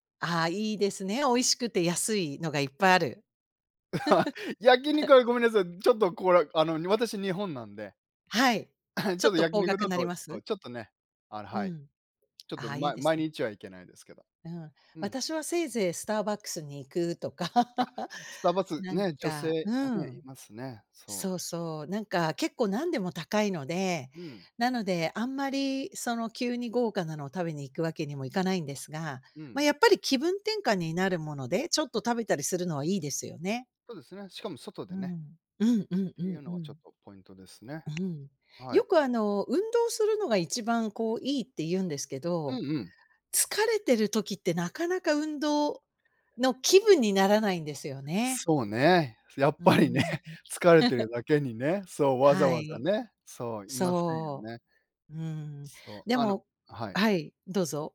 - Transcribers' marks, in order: laugh; throat clearing; laughing while speaking: "行くとか"; tapping; laughing while speaking: "やっぱりね"; laugh
- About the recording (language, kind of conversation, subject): Japanese, unstructured, 疲れたときに元気を出すにはどうしたらいいですか？